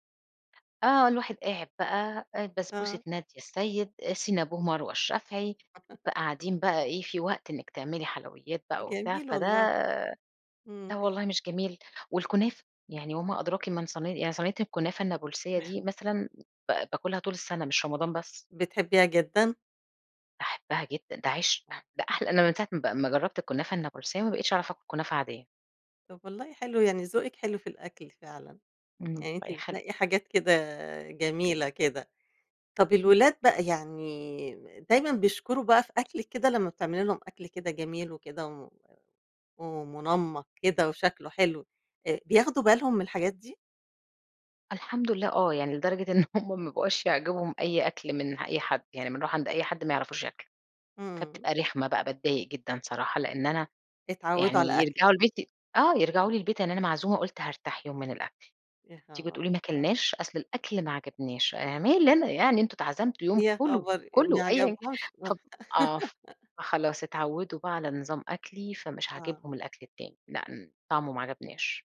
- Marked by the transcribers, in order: put-on voice: "Cinnabon"; chuckle; chuckle; laughing while speaking: "همّ"; laugh
- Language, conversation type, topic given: Arabic, podcast, إيه رأيك في تأثير السوشيال ميديا على عادات الأكل؟